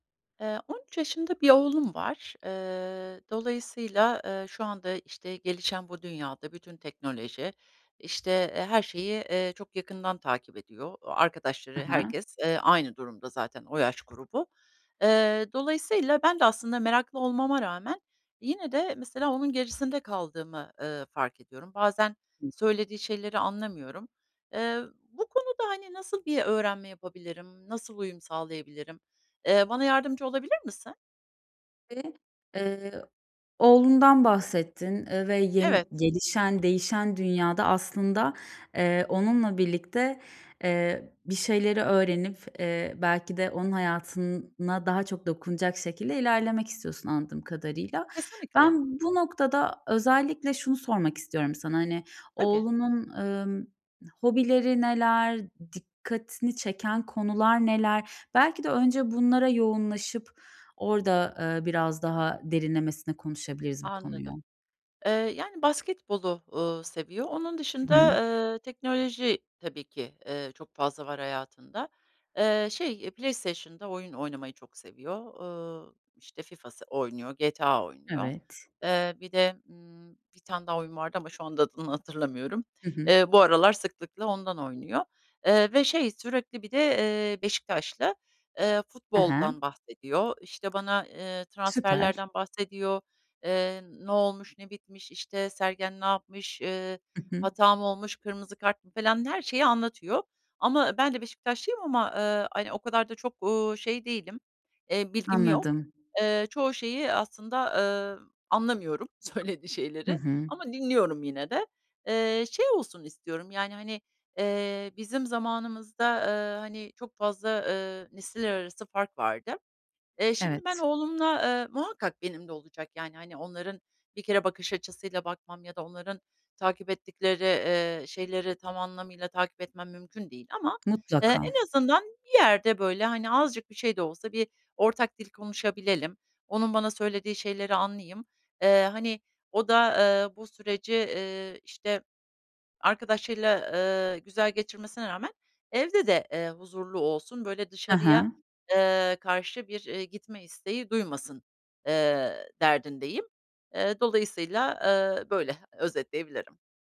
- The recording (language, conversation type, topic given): Turkish, advice, Sürekli öğrenme ve uyum sağlama
- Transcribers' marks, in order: unintelligible speech; tapping; other background noise